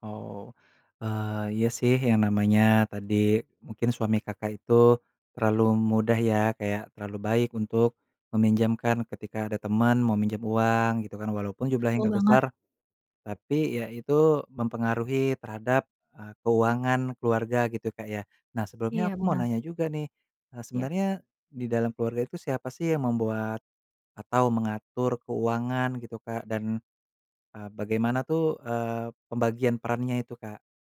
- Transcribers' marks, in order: none
- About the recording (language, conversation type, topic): Indonesian, advice, Mengapa saya sering bertengkar dengan pasangan tentang keuangan keluarga, dan bagaimana cara mengatasinya?